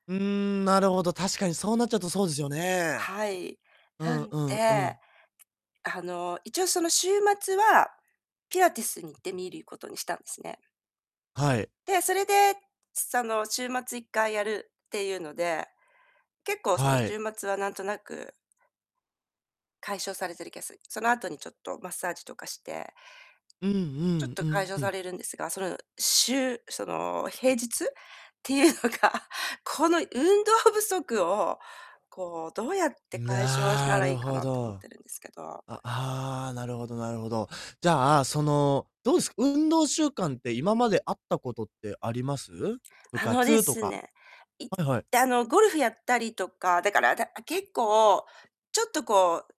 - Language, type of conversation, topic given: Japanese, advice, 運動不足を無理なく解消するにはどうすればよいですか？
- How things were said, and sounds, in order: tapping; distorted speech; laughing while speaking: "っていうのが"